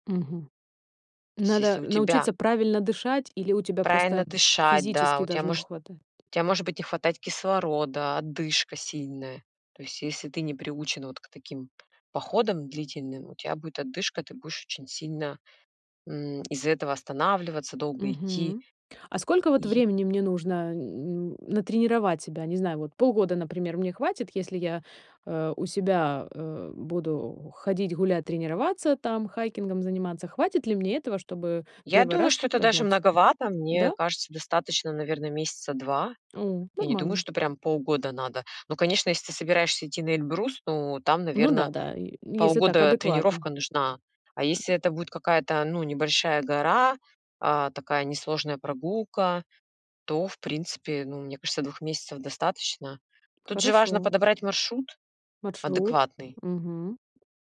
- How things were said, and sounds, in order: other noise; tapping
- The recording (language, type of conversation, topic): Russian, podcast, Как поездка в горы изменила твой взгляд на жизнь?